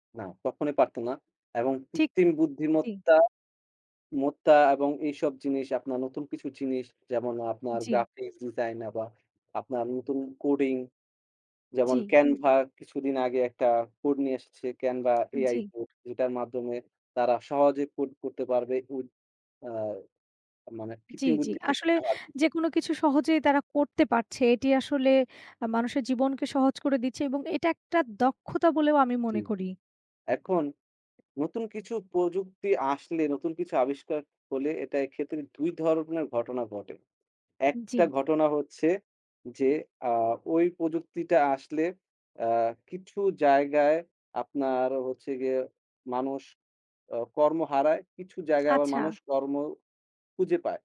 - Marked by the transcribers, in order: lip smack; lip smack
- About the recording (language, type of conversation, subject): Bengali, unstructured, আপনি কীভাবে নিজের কাজের দক্ষতা বাড়াতে পারেন?